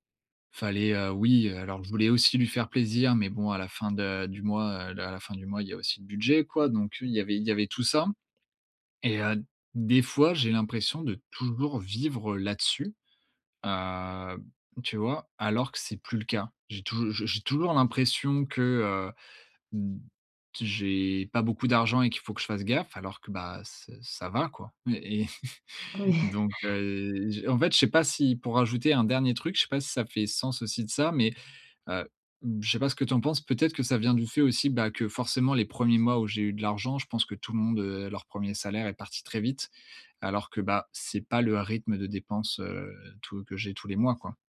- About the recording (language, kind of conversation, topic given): French, advice, Comment gères-tu la culpabilité de dépenser pour toi après une période financière difficile ?
- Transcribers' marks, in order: chuckle; laughing while speaking: "Oui"